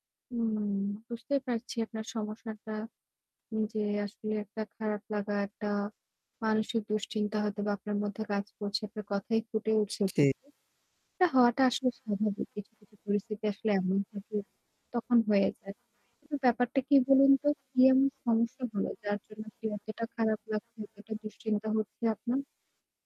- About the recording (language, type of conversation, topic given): Bengali, advice, মন বারবার অন্যদিকে চলে গেলে আমি কীভাবে দীর্ঘ সময় ধরে মনোযোগ ধরে রাখতে পারি?
- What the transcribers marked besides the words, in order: static